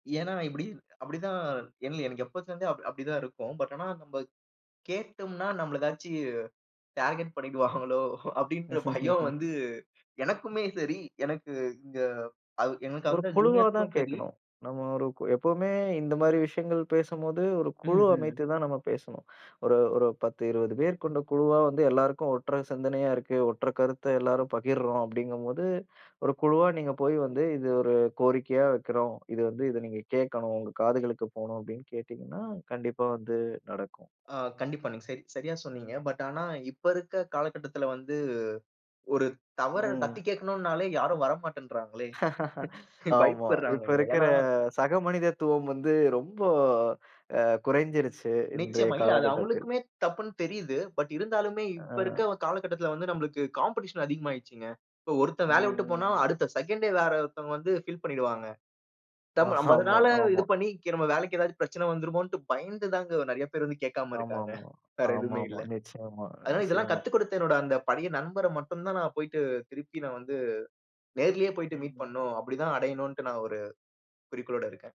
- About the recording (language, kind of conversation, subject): Tamil, podcast, காலத்தால் தொடர்பு துண்டான பழைய நண்பரை மீண்டும் எப்படித் தொடர்பு கொண்டு நட்பை மீள உருவாக்கலாம்?
- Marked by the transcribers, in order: in English: "டார்கெட்"; laughing while speaking: "பண்ணிடுவாங்களோ! அப்பிடீன்ற பயம் வந்து"; laugh; in English: "ஜூனியர்ஸுக்கும்"; laugh; laughing while speaking: "பயப்படுறாங்க"; in English: "காம்பிடிஷன்"; in English: "ஃபில்"; chuckle